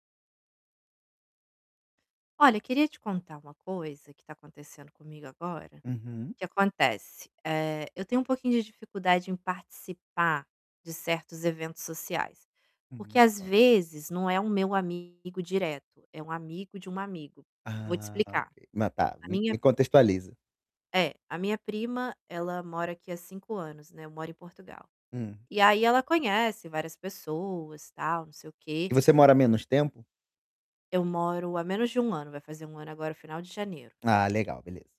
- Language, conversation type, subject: Portuguese, advice, Como posso lidar com a dificuldade e a ansiedade ao participar de eventos sociais com amigos?
- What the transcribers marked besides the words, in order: static; unintelligible speech; distorted speech; tapping